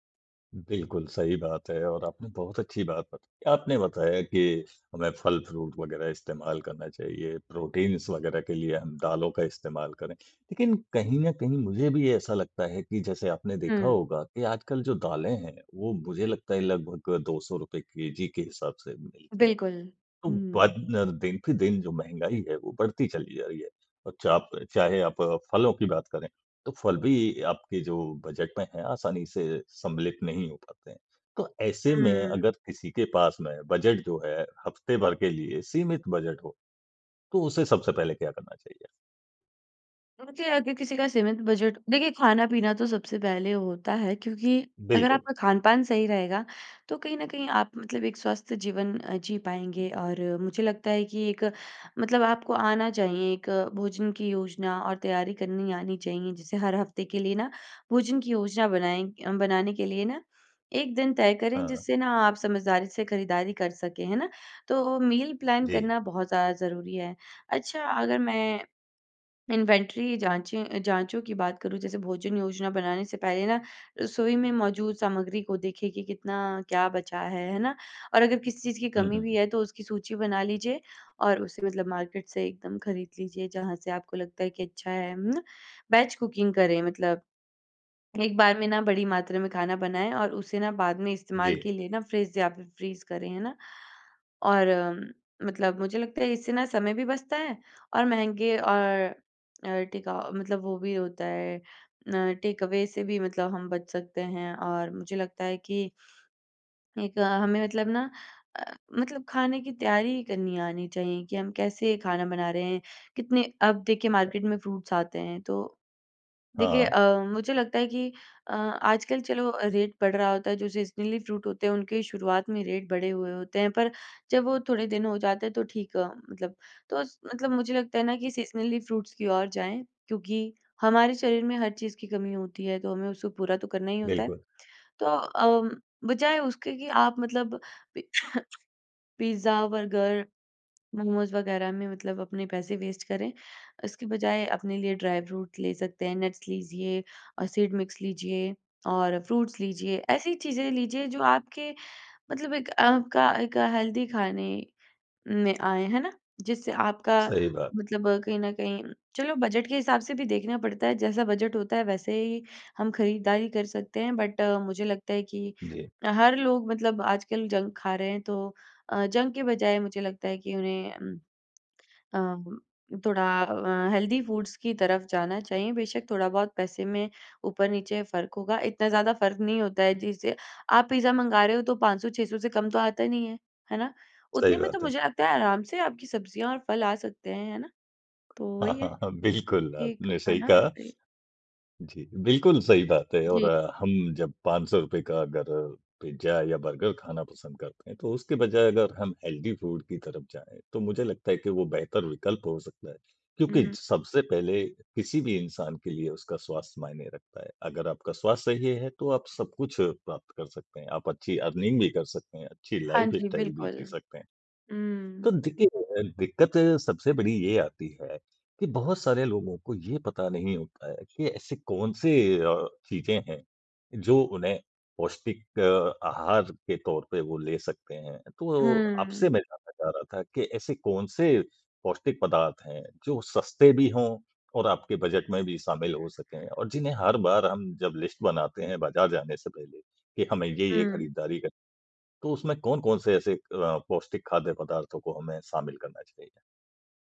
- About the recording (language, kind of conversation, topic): Hindi, podcast, बजट में स्वस्थ भोजन की योजना कैसे बनाएं?
- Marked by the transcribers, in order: tapping; in English: "प्रोटीन्स"; in English: "मील प्लान"; in English: "इन्वेंट्री"; in English: "मार्केट"; in English: "बैच कुकिंग"; in English: "फ़्रीज़"; in English: "टेकअ"; in English: "टेकअवे"; in English: "मार्केट"; other background noise; in English: "फ़्रूट्स"; in English: "रेट"; in English: "सीज़नली फ़्रूट"; in English: "रेट"; in English: "सीज़नली फ़्रूट्स"; throat clearing; in English: "वेस्ट"; in English: "ड्राई फ़्रूट"; in English: "नट्स"; in English: "सीड़ मिक्स"; in English: "फ़्रूट्स"; in English: "हेल्दी"; in English: "बट"; in English: "जंक"; in English: "हेल्दी फूडस"; in English: "हेल्दी फूड"; in English: "अर्निंग"; in English: "लाइफ़स्टाइल"; in English: "लिस्ट"